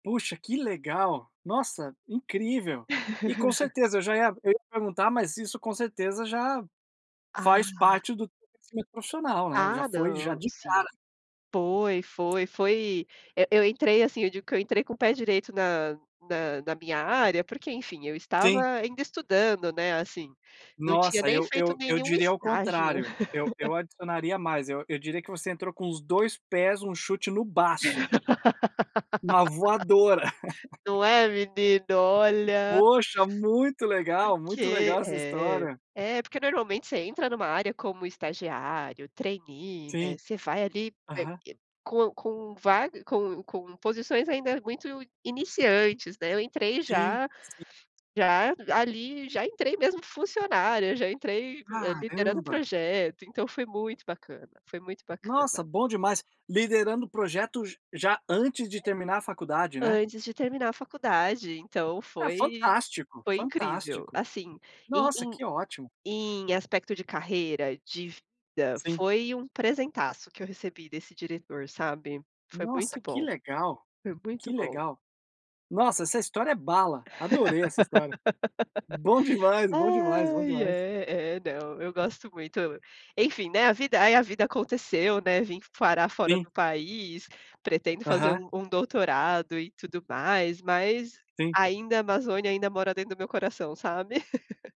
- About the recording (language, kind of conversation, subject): Portuguese, unstructured, Qual foi a coisa mais inesperada que aconteceu na sua carreira?
- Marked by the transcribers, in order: laugh; tapping; laugh; laugh; laugh; in English: "trainee"; sniff; other background noise; laugh; laugh